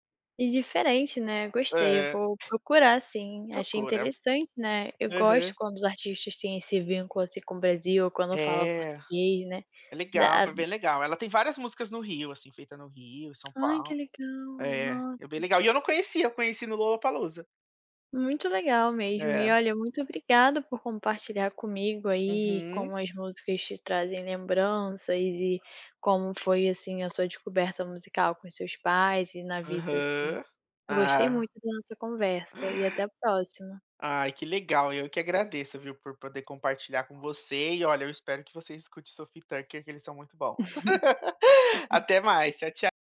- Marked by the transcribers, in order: dog barking; tapping; other background noise; chuckle; laugh
- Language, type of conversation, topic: Portuguese, podcast, Como algumas músicas despertam lembranças fortes em você?